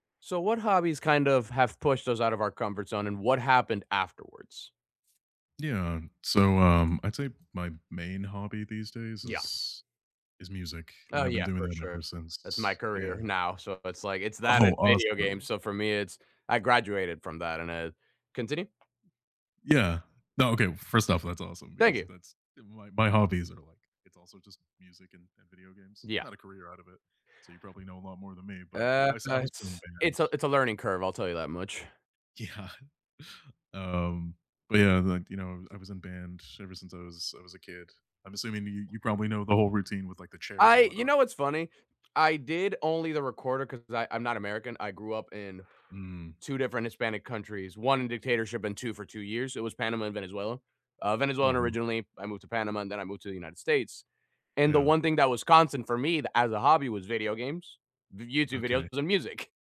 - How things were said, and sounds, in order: other background noise; laughing while speaking: "Yeah"
- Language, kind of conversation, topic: English, unstructured, What hobby pushed you out of your comfort zone, and what happened next?